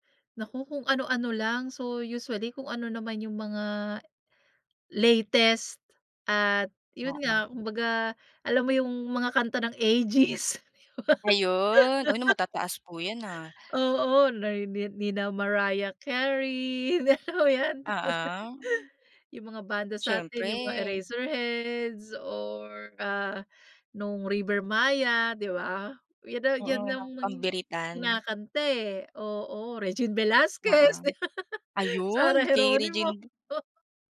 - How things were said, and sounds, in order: other background noise; laughing while speaking: "Aegis?"; laugh; tapping; laughing while speaking: "Alam mo 'yan"; laugh; laugh; laughing while speaking: "Sarah Geronimo"
- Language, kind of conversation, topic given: Filipino, podcast, Ano ang naging papel ng karaoke sa mga pagtitipon ng pamilya noon?